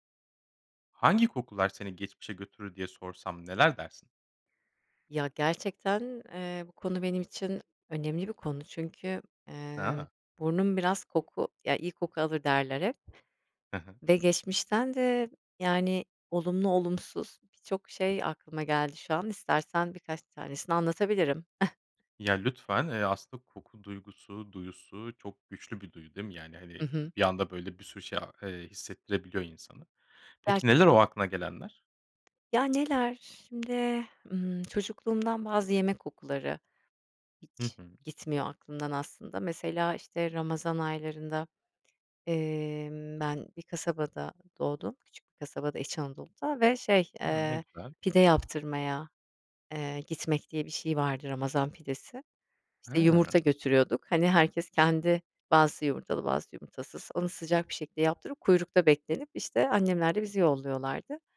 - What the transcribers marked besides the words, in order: other background noise; unintelligible speech; chuckle
- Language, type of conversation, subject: Turkish, podcast, Hangi kokular seni geçmişe götürür ve bunun nedeni nedir?